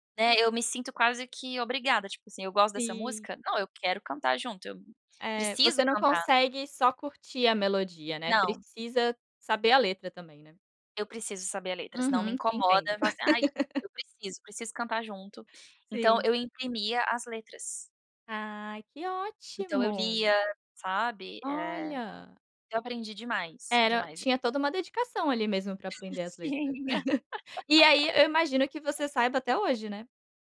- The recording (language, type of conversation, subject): Portuguese, podcast, Qual canção te transporta imediatamente para outra época da vida?
- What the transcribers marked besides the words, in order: laugh; laughing while speaking: "Tinha"; laugh; other noise